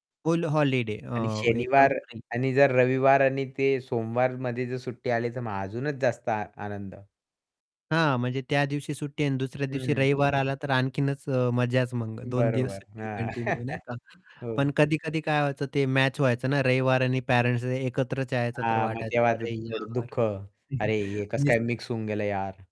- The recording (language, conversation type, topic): Marathi, podcast, तुमची बालपणीची आवडती बाहेरची जागा कोणती होती?
- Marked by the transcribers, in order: static; in English: "हॉलिडे"; distorted speech; in English: "कंटिन्यू"; chuckle; chuckle